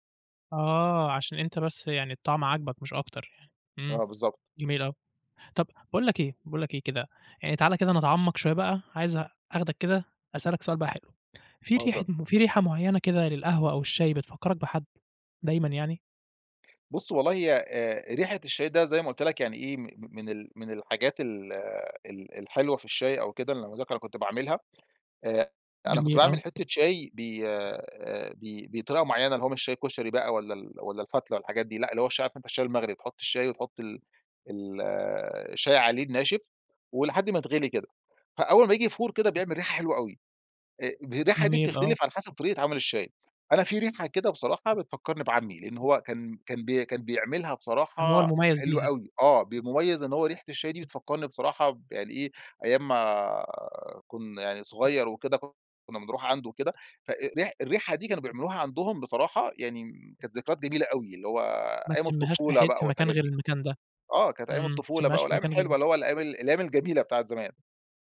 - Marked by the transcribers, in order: tapping; other background noise
- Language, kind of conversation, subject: Arabic, podcast, إيه عاداتك مع القهوة أو الشاي في البيت؟